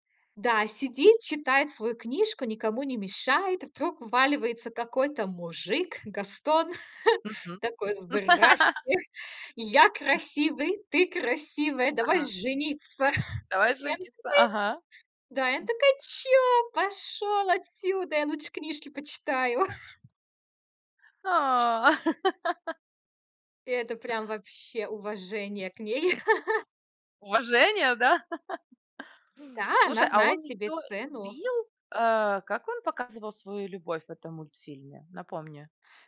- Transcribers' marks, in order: laugh; other background noise; chuckle; laugh; laugh; tapping; laugh
- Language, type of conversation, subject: Russian, podcast, Какие мультфильмы или передачи из детства были у вас любимыми и почему вы их любили?